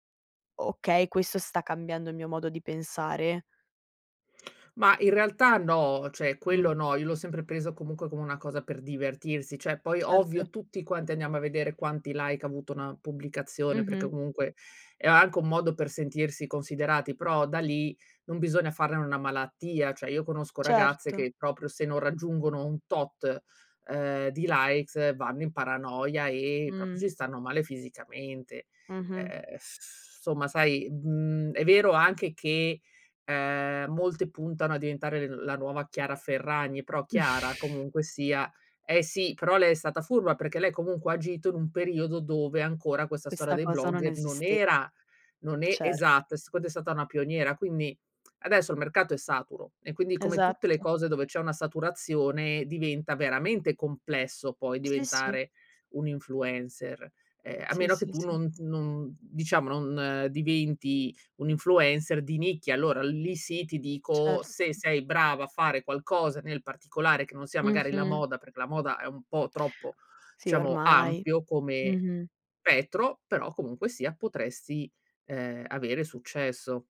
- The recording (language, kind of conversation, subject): Italian, podcast, Come affronti le pressioni della moda sui social?
- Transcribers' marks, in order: "Cioè" said as "ceh"; in English: "like"; in English: "likes"; "proprio" said as "propio"; chuckle; other background noise; "diciamo" said as "ciamo"; "spettro" said as "pettro"